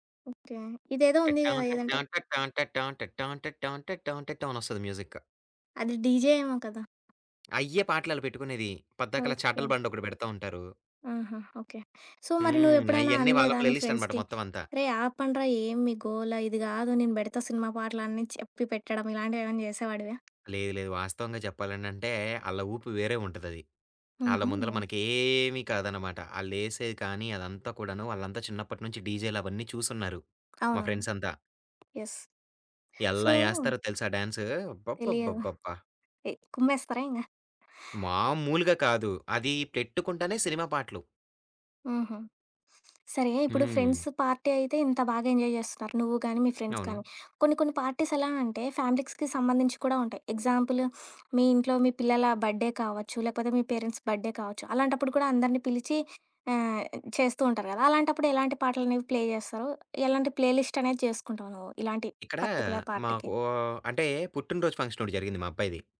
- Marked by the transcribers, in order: humming a tune; in English: "మ్యూజిక్"; in English: "డీజే"; other background noise; tapping; in English: "సో"; in English: "ప్లేలిస్ట్"; in English: "ఫ్రెండ్స్‌కి"; in English: "ఫ్రెండ్స్"; in English: "యెస్. సో"; in English: "డాన్స్!"; in English: "ఫ్రెండ్స్ పార్టీ"; in English: "ఎంజాయ్"; in English: "ఫ్రెండ్స్"; in English: "పార్టీస్"; in English: "ఫ్యామిలీస్‌కి"; in English: "ఎగ్జాంపుల్"; in English: "బర్త్‌డే"; in English: "పేరెంట్స్ బర్త్‌డే"; in English: "ప్లే"; in English: "ప్లే లిస్ట్"; in English: "పర్టిక్యులర్ పార్టీకి?"; in English: "ఫంక్షన్"
- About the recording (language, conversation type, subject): Telugu, podcast, పార్టీకి ప్లేలిస్ట్ సిద్ధం చేయాలంటే మొదట మీరు ఎలాంటి పాటలను ఎంచుకుంటారు?